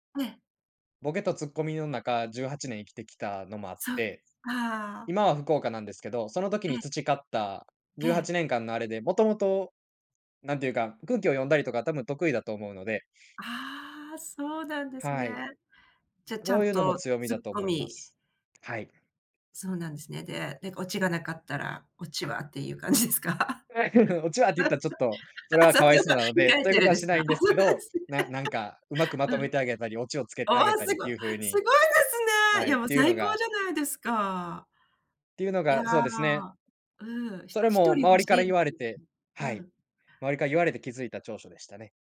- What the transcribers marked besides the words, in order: chuckle; laughing while speaking: "感じですか？あ、そう そう … うなんですね"
- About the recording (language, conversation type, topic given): Japanese, podcast, 自分の強みはどのように見つけましたか？